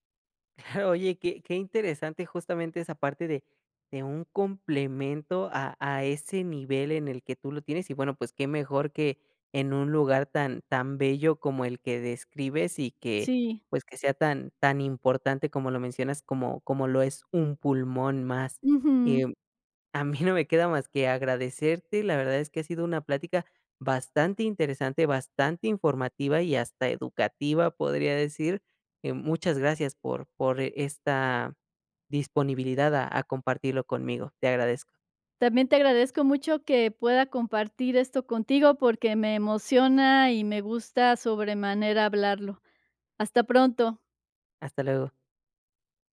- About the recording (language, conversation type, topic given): Spanish, podcast, ¿Qué tradición familiar sientes que más te representa?
- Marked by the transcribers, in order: none